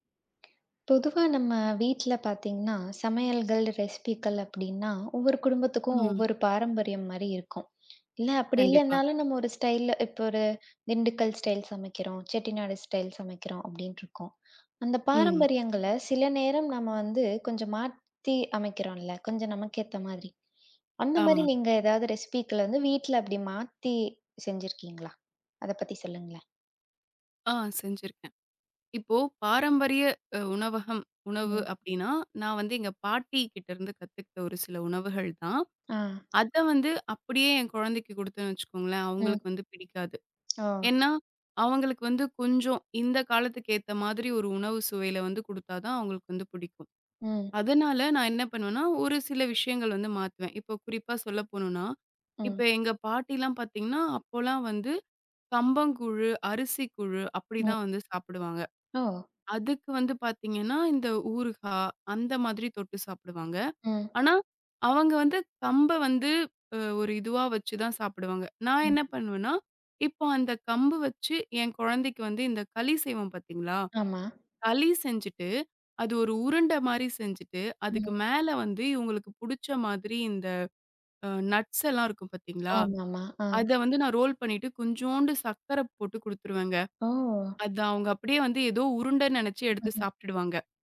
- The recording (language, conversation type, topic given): Tamil, podcast, பாரம்பரிய சமையல் குறிப்புகளை வீட்டில் எப்படி மாற்றி அமைக்கிறீர்கள்?
- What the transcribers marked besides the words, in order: other noise; in English: "ரெசிபிகள்"; tapping; in English: "ரெசிபிகள"; in English: "நட்ஸ்"; laugh